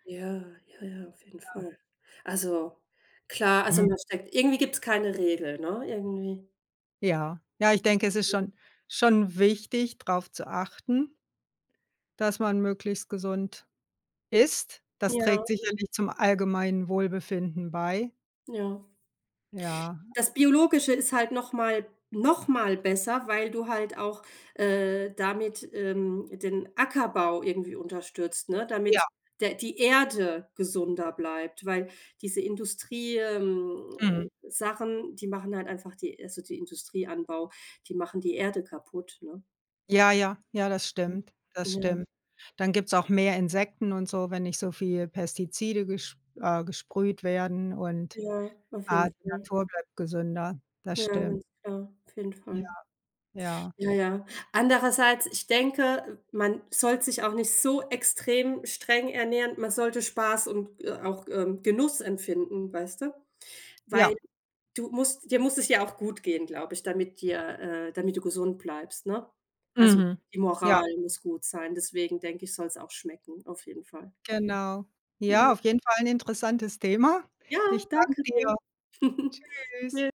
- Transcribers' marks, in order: other background noise; "gesunder" said as "gesünder"; joyful: "Ja, danke dir"; chuckle
- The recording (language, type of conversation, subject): German, unstructured, Wie wichtig ist dir eine gesunde Ernährung im Alltag?